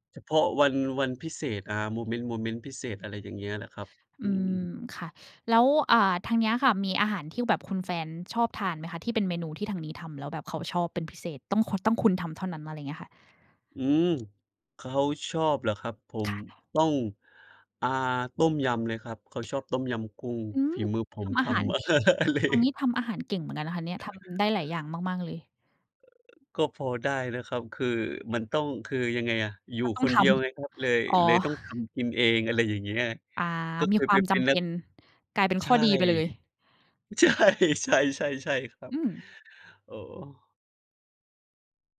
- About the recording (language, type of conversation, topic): Thai, unstructured, อาหารจานไหนที่คุณคิดว่าทำง่ายแต่รสชาติดี?
- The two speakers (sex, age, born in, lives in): female, 30-34, Thailand, Thailand; male, 30-34, Indonesia, Indonesia
- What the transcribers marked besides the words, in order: tapping; other background noise; chuckle; laughing while speaking: "อ เล"; laughing while speaking: "ใช่"